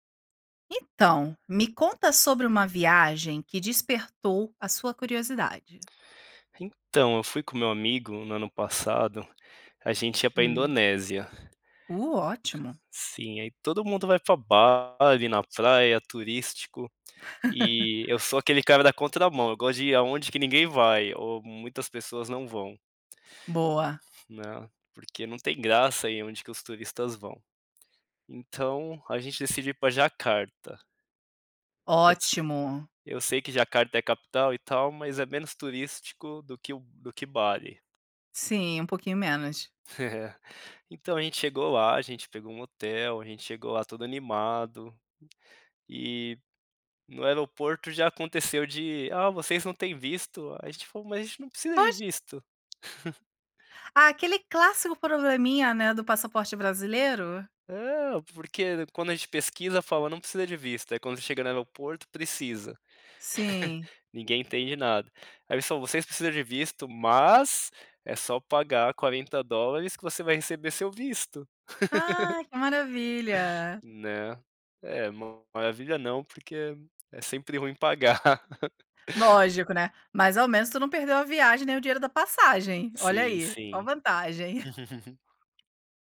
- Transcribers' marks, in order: other background noise; laugh; tapping; chuckle; laugh; chuckle; laugh; laugh; laugh
- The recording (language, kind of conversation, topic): Portuguese, podcast, Me conta sobre uma viagem que despertou sua curiosidade?